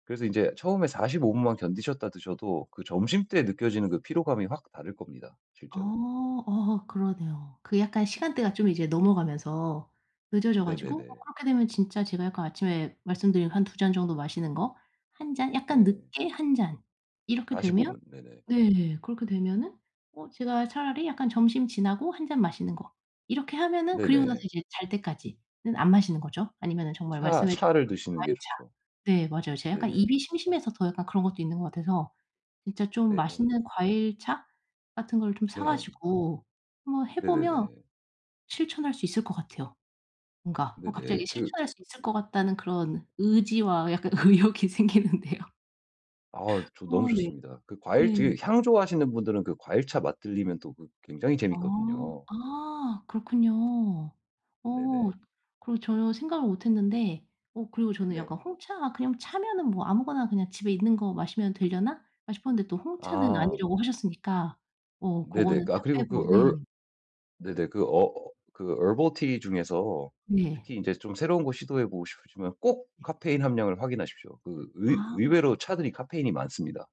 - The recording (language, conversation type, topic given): Korean, advice, 해로운 행동을 건강한 습관으로 바꾸려면 어디서부터 시작해야 할까요?
- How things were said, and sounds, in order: tapping; laughing while speaking: "어"; other background noise; unintelligible speech; laughing while speaking: "의욕이 생기는데요"; put-on voice: "얼버티"; in English: "얼버티"